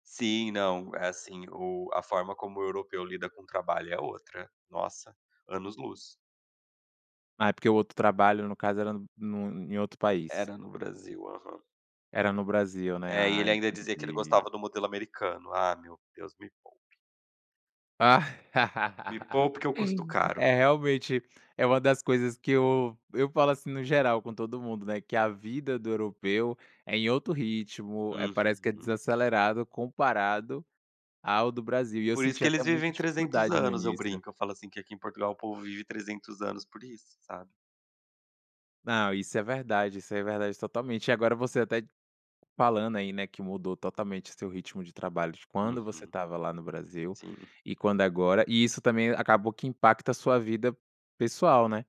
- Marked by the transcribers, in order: laugh; tapping
- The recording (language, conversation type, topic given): Portuguese, podcast, Como você estabelece limites entre trabalho e vida pessoal em casa?